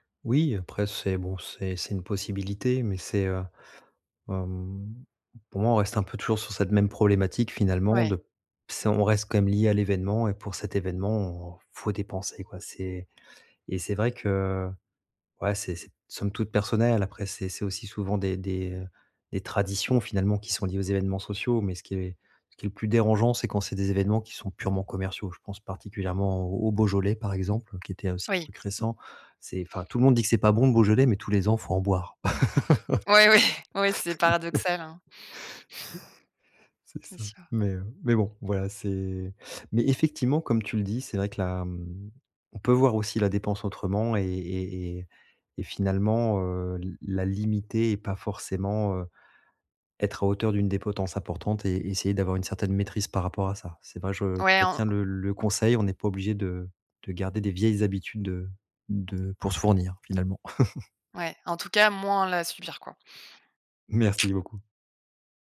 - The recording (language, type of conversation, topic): French, advice, Comment gérer la pression sociale de dépenser pour des événements sociaux ?
- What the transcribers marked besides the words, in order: other background noise; laughing while speaking: "oui"; sigh; laugh; chuckle; tsk